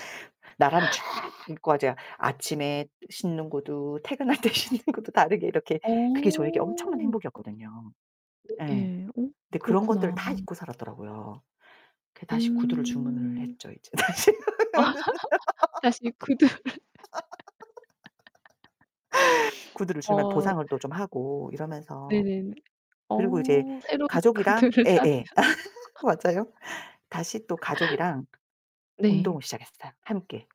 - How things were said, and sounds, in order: laughing while speaking: "퇴근할 때 신는 구두"; distorted speech; other background noise; laugh; laughing while speaking: "다시 구두를"; laughing while speaking: "다시"; laugh; laugh; laughing while speaking: "맞아요"; laughing while speaking: "구두를 사면"; laugh
- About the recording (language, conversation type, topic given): Korean, podcast, 장기 목표와 당장의 행복 사이에서 어떻게 균형을 잡으시나요?